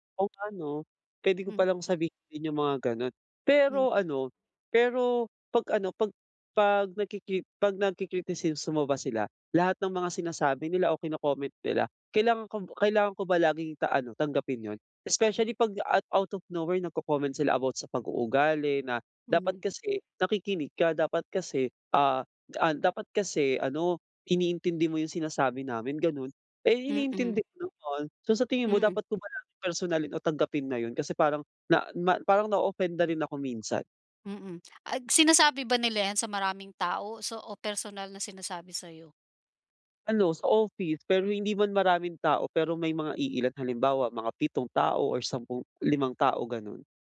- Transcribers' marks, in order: in English: "out of nowhere"
- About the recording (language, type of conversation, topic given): Filipino, advice, Paano ako mananatiling kalmado kapag tumatanggap ako ng kritisismo?